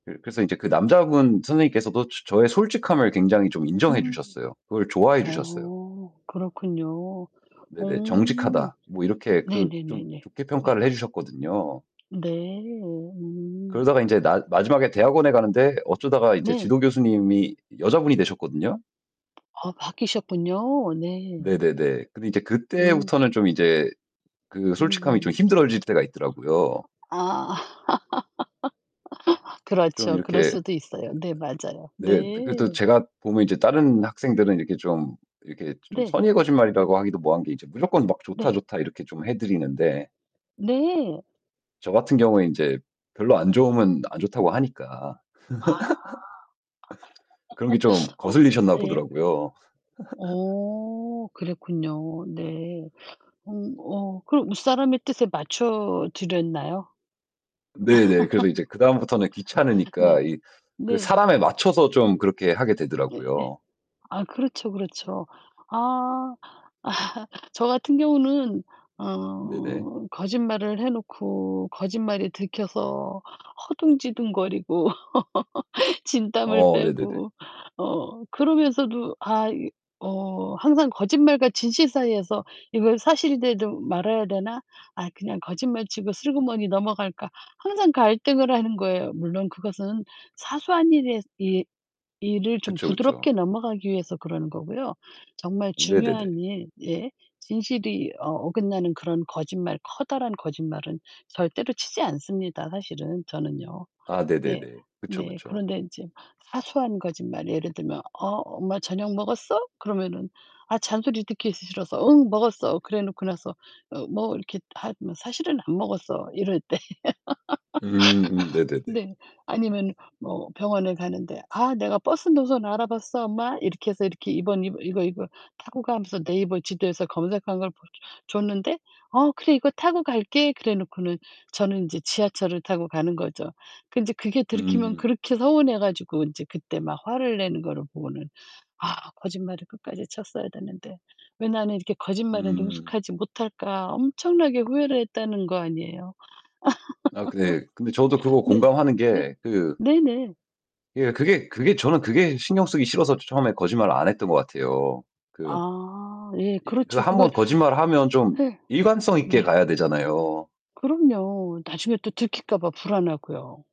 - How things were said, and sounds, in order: distorted speech; tapping; other background noise; laugh; unintelligible speech; laugh; laugh; laugh; laugh; laugh; laugh; laugh
- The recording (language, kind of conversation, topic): Korean, unstructured, 거짓말이 필요할 때도 있다고 생각하시나요?